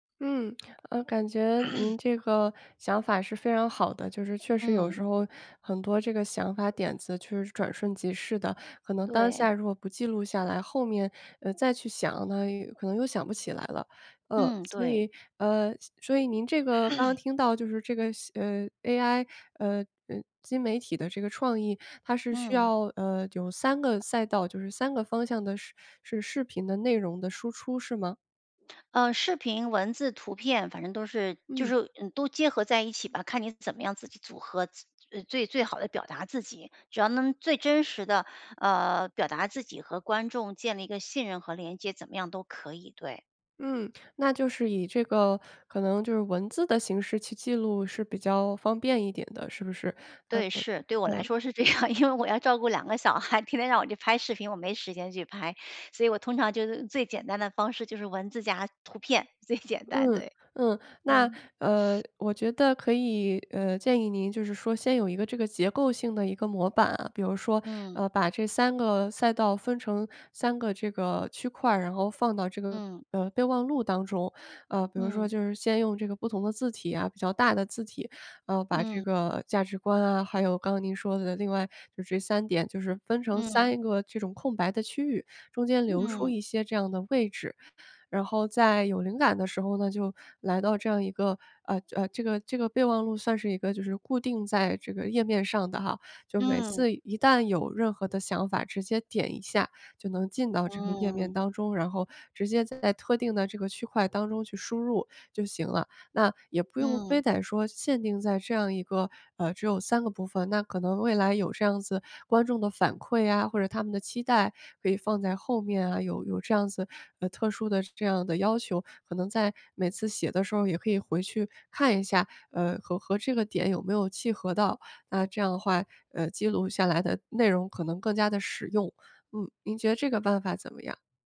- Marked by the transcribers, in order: throat clearing; throat clearing; laughing while speaking: "这样，因为"; laughing while speaking: "最简单"
- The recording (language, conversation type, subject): Chinese, advice, 我怎样把突发的灵感变成结构化且有用的记录？